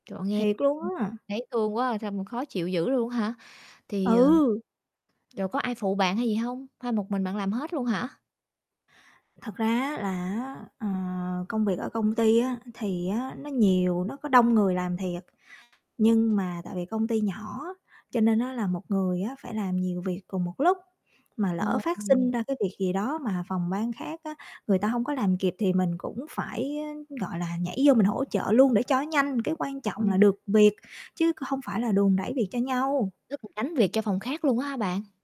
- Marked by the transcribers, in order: other background noise; tapping; mechanical hum; unintelligible speech; distorted speech
- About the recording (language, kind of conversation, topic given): Vietnamese, advice, Bạn đang cảm thấy căng thẳng như thế nào khi phải xử lý nhiều việc cùng lúc và các hạn chót dồn dập?